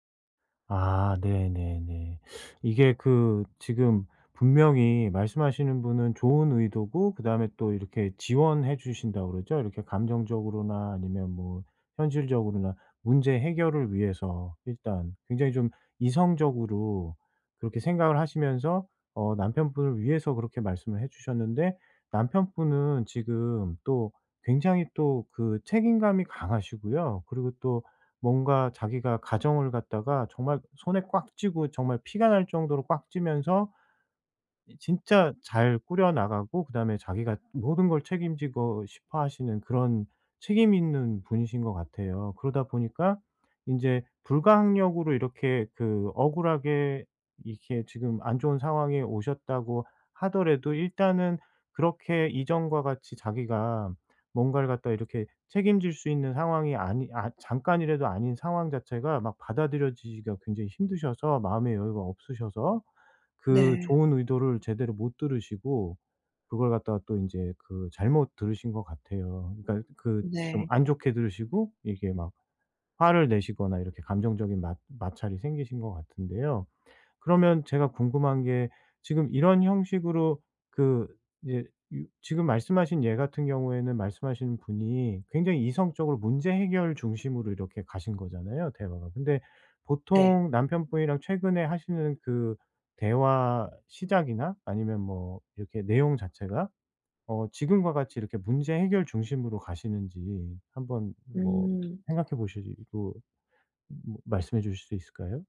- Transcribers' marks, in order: "받아들여지기가" said as "들여지시"; tapping
- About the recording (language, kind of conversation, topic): Korean, advice, 힘든 파트너와 더 잘 소통하려면 어떻게 해야 하나요?